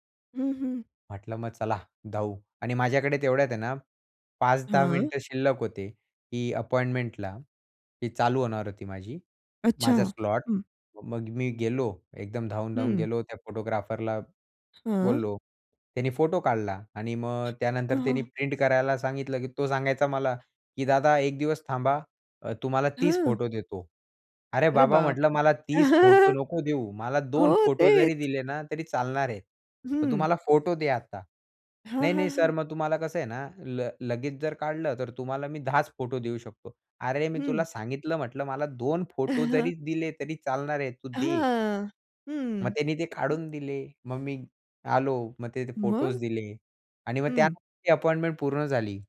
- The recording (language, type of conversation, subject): Marathi, podcast, तुमच्या प्रवासात कधी तुमचं सामान हरवलं आहे का?
- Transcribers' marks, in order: other background noise; chuckle; chuckle; tapping